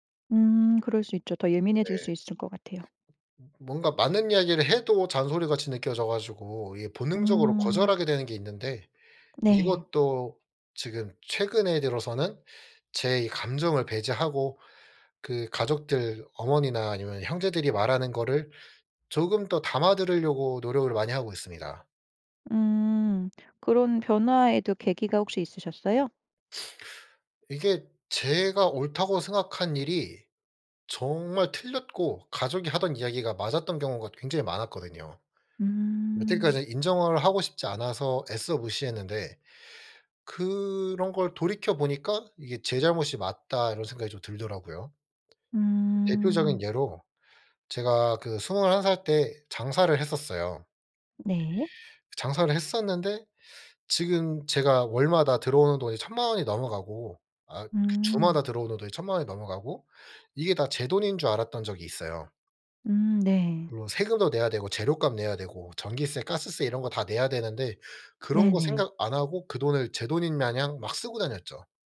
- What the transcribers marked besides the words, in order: other background noise
- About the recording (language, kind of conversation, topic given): Korean, podcast, 피드백을 받을 때 보통 어떻게 반응하시나요?